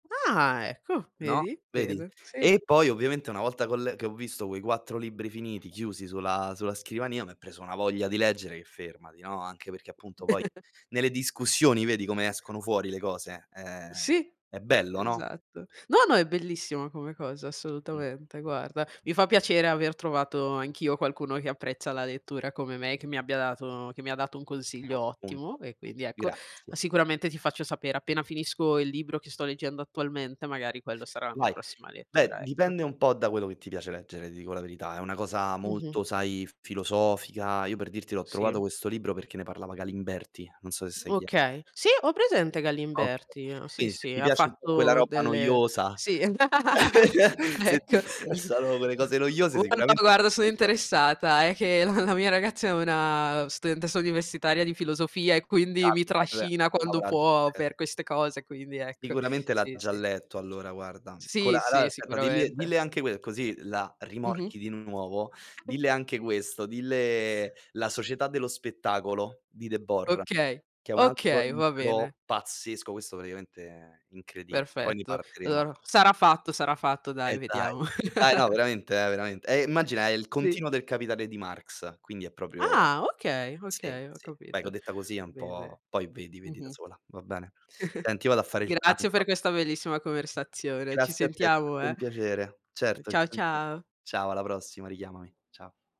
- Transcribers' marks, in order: unintelligible speech; chuckle; tapping; other noise; chuckle; laugh; unintelligible speech; laughing while speaking: "la la mia ragazza"; unintelligible speech; other background noise; "allora" said as "aloa"; chuckle; chuckle; "proprio" said as "propio"; chuckle
- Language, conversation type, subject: Italian, unstructured, Come pensi che i social media influenzino le nostre relazioni?